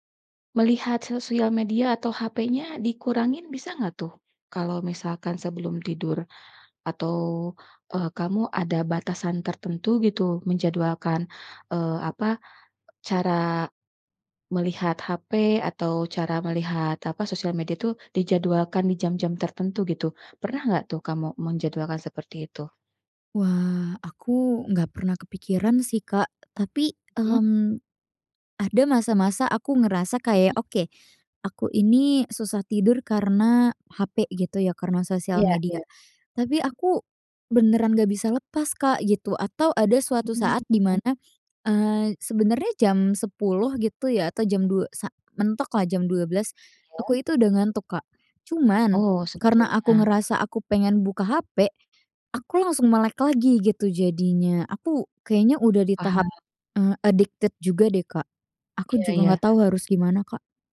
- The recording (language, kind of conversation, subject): Indonesian, advice, Apakah tidur siang yang terlalu lama membuat Anda sulit tidur pada malam hari?
- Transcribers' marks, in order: other background noise; in English: "addicted"